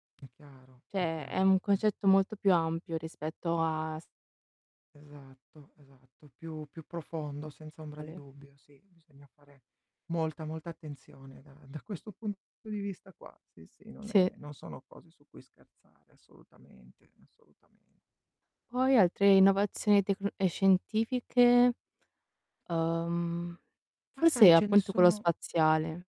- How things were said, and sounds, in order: distorted speech; "Cioè" said as "ceh"; static; other background noise; tapping
- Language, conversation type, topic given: Italian, unstructured, Quale invenzione scientifica ti sembra più utile oggi?